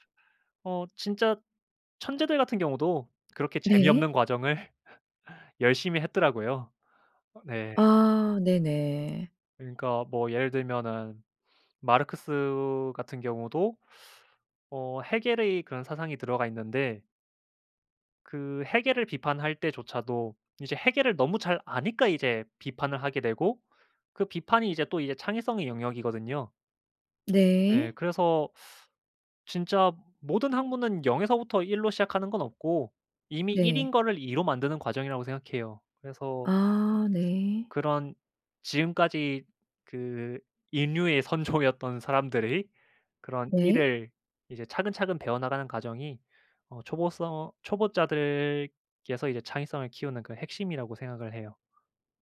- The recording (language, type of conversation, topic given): Korean, podcast, 초보자가 창의성을 키우기 위해 어떤 연습을 하면 좋을까요?
- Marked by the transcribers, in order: laugh; laughing while speaking: "선조였던"; other background noise